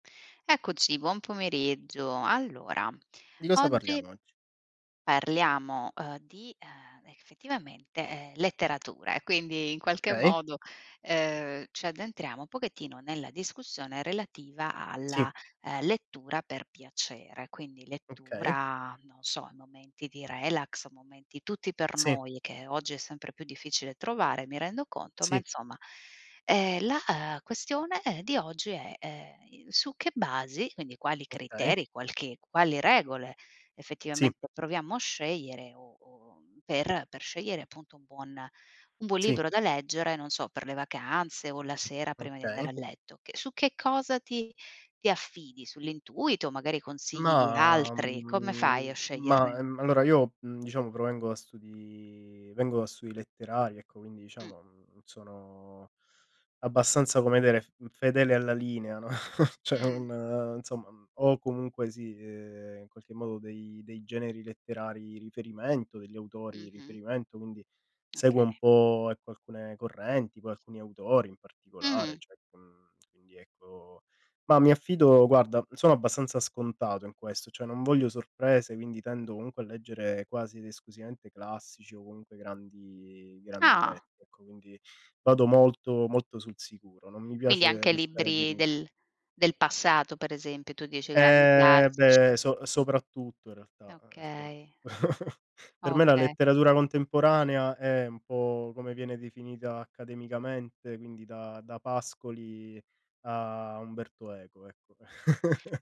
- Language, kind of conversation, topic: Italian, unstructured, Quali criteri usi per scegliere un buon libro da leggere?
- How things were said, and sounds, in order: "Okay" said as "kay"; drawn out: "mhmm"; drawn out: "studi"; "dire" said as "dere"; chuckle; laughing while speaking: "cioè non"; "cioè" said as "ceh"; "cioè" said as "ceh"; drawn out: "Eh"; giggle; laugh